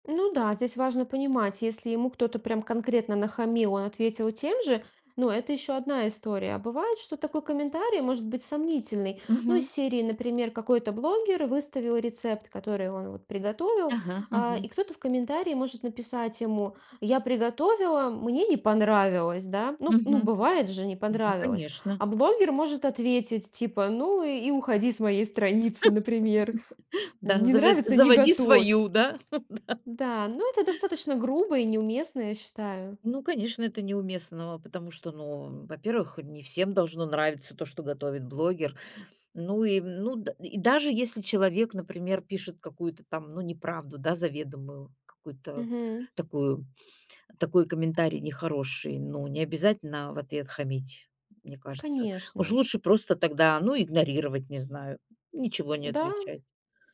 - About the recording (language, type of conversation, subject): Russian, podcast, Как лучше реагировать на плохие комментарии и троллей?
- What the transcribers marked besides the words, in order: laugh; laugh; laughing while speaking: "Да"